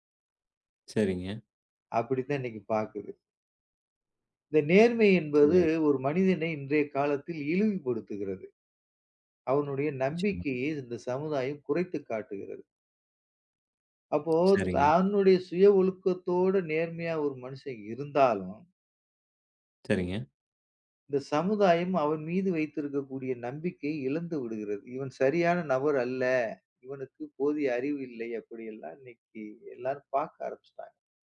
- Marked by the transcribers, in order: none
- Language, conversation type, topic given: Tamil, podcast, நேர்மை நம்பிக்கையை உருவாக்குவதில் எவ்வளவு முக்கியம்?